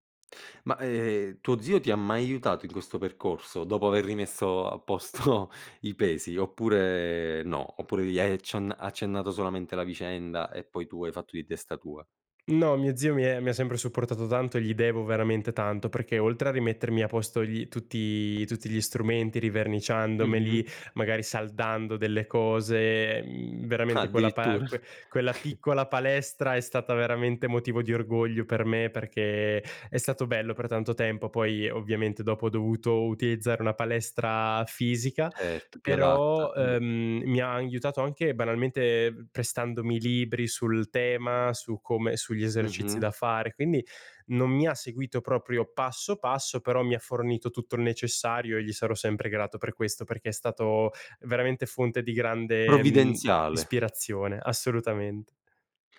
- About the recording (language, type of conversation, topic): Italian, podcast, Come fai a mantenere la costanza nell’attività fisica?
- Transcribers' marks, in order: laughing while speaking: "posto"; tapping; chuckle; other background noise